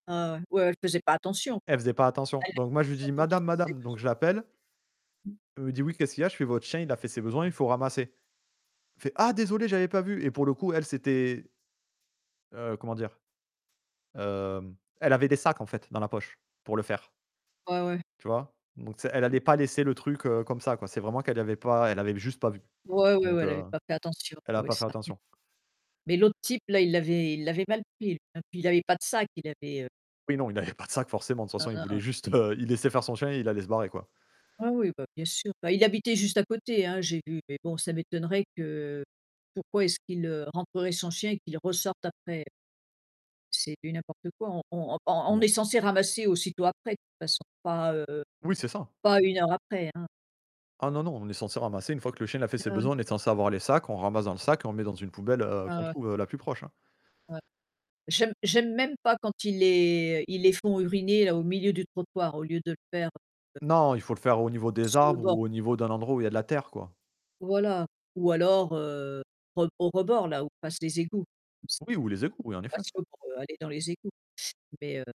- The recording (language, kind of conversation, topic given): French, unstructured, Quel animal de compagnie préfères-tu et pourquoi ?
- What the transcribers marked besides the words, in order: static; unintelligible speech; distorted speech; other background noise; put-on voice: "Ah désolé, j'avais pas vu"; tapping; unintelligible speech; laughing while speaking: "il avait pas de sac, forcément"; unintelligible speech; unintelligible speech; unintelligible speech